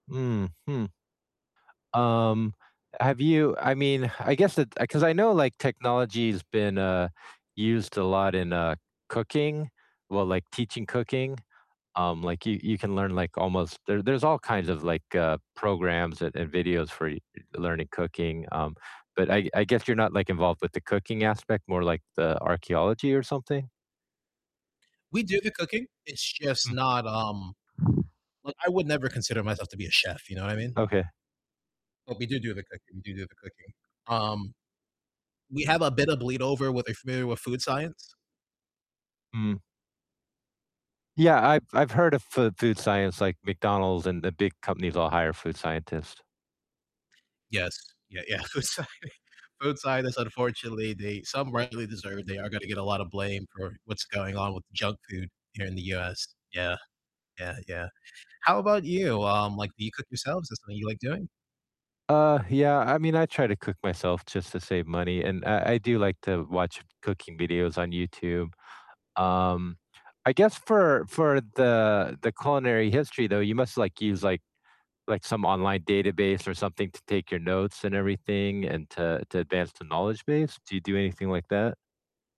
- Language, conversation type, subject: English, unstructured, How do you think technology changes the way we learn?
- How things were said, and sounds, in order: laughing while speaking: "I'm sorry"